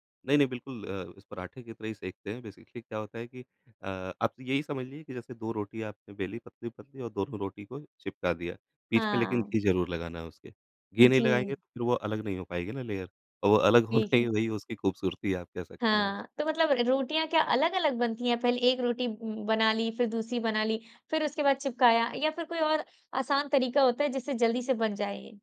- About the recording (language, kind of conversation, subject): Hindi, podcast, खाना आपकी जड़ों से आपको कैसे जोड़ता है?
- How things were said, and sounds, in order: in English: "बेसिकली"; in English: "लेयर"